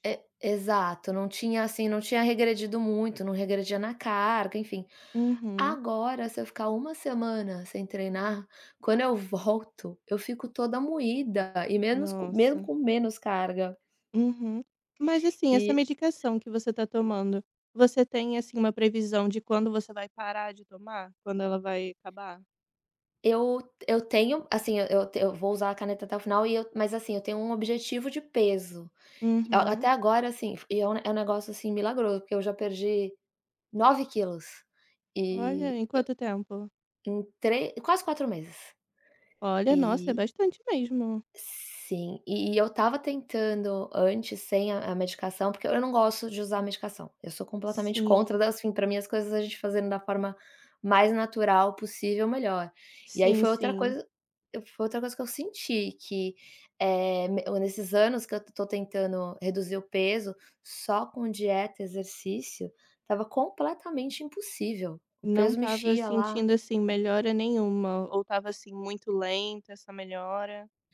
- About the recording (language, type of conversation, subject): Portuguese, advice, Como você tem se adaptado às mudanças na sua saúde ou no seu corpo?
- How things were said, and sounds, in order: other noise; unintelligible speech